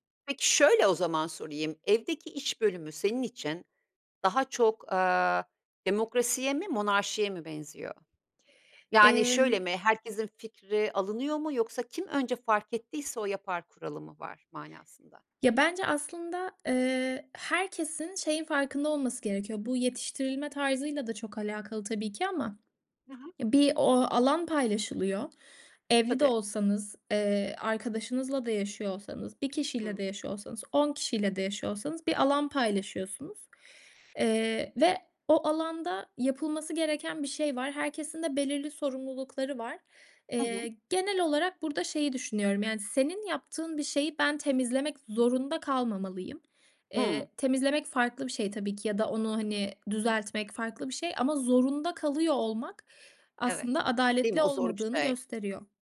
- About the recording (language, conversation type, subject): Turkish, podcast, Ev işleri paylaşımında adaleti nasıl sağlarsınız?
- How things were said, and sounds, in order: tapping; other background noise